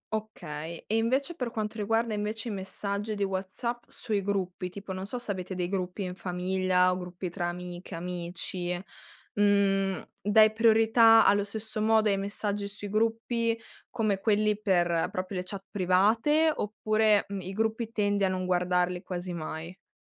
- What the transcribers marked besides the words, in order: none
- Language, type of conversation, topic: Italian, podcast, Come gestisci i limiti nella comunicazione digitale, tra messaggi e social media?